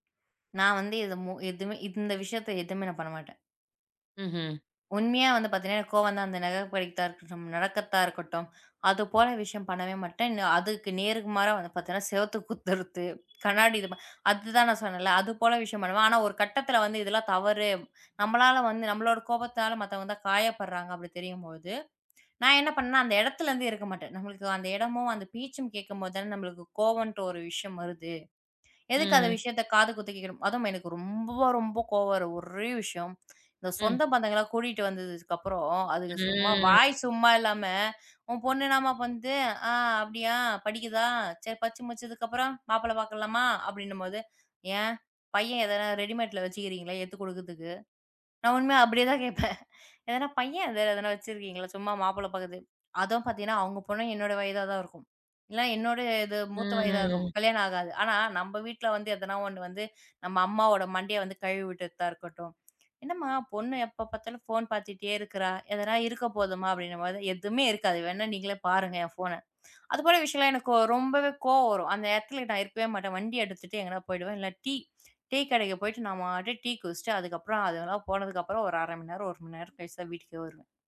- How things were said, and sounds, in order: laughing while speaking: "சுவற்றைக் குத்துறது"; "பேச்சும்" said as "பிச்சம்"; drawn out: "ம்"; in English: "ரெடிமேட்ல"; laughing while speaking: "நான் உண்மையாக அப்படியே தான் கேட்பேன்"; tongue click
- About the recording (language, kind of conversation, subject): Tamil, podcast, கோபம் வந்தால் அதை எப்படி கையாளுகிறீர்கள்?